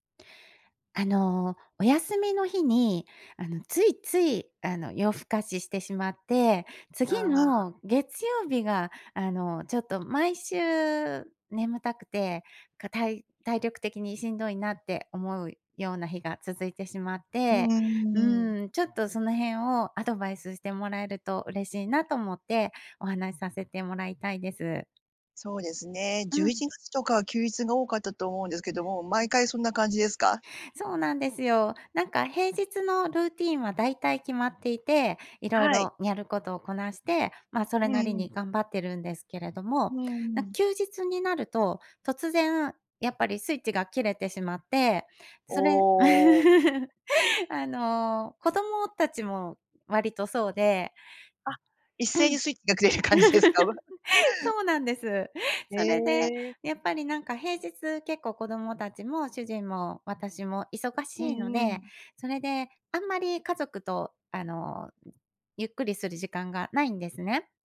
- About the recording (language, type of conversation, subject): Japanese, advice, 休日に生活リズムが乱れて月曜がつらい
- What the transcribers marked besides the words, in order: other background noise; chuckle; laughing while speaking: "切れる感じですか？うわ"; chuckle